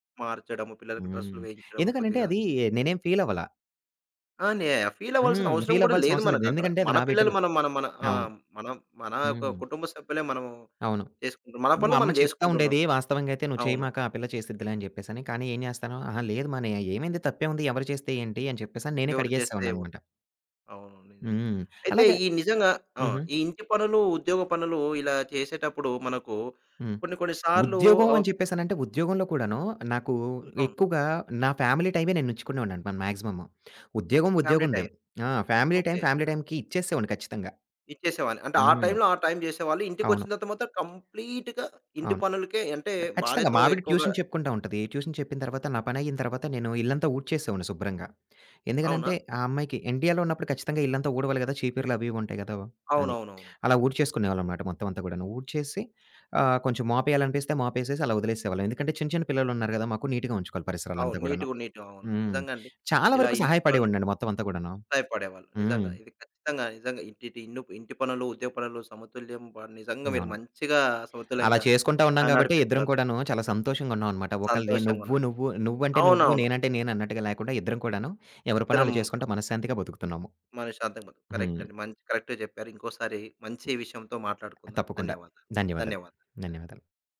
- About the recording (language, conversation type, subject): Telugu, podcast, ఇంటి పనులు మరియు ఉద్యోగ పనులను ఎలా సమతుల్యంగా నడిపిస్తారు?
- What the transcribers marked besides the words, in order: other background noise; in English: "ఫ్యామిలీ"; in English: "ఫ్యామిలీ టైమ్"; in English: "ఫ్యామిలీ టైమ్ ఫ్యామిలీ టైమ్‌కి"; lip smack; in English: "కంప్లీట్‌గా"; in English: "ట్యూషన్"; in English: "ట్యూషన్"; tapping; in English: "కరెక్ట్‌గా"